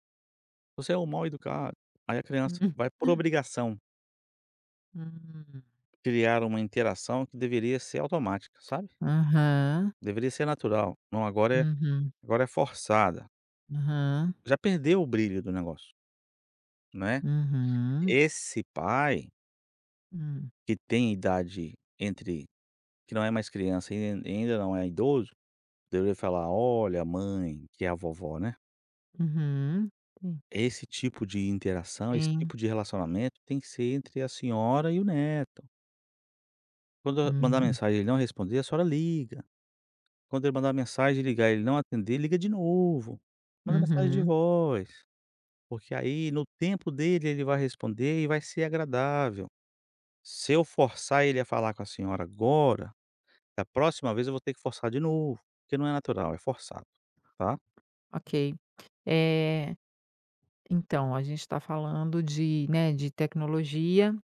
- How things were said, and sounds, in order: tapping; other background noise
- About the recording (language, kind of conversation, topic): Portuguese, podcast, Como a tecnologia alterou a conversa entre avós e netos?